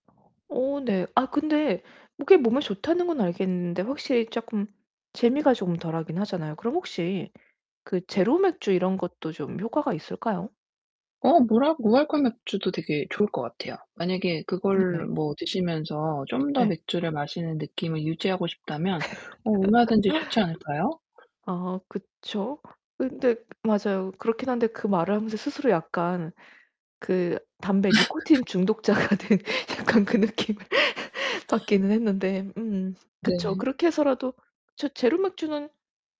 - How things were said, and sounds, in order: unintelligible speech; other background noise; laugh; tapping; laughing while speaking: "중독자가 된 약간 그 느낌을"; laugh; static
- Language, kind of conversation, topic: Korean, advice, 유혹이 올 때 어떻게 하면 잘 이겨낼 수 있을까요?